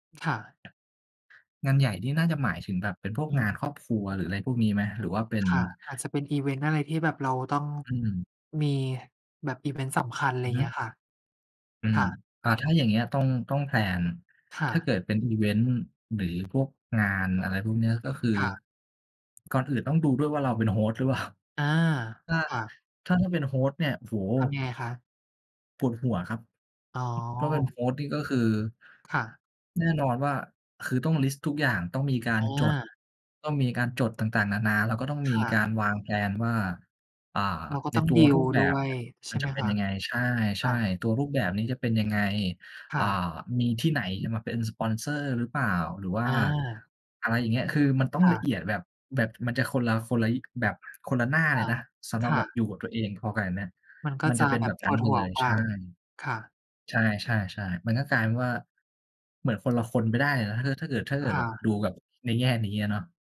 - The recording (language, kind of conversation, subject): Thai, unstructured, ประโยชน์ของการวางแผนล่วงหน้าในแต่ละวัน
- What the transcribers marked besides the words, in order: in English: "แพลน"; in English: "host"; in English: "host"; in English: "host"; in English: "แพลน"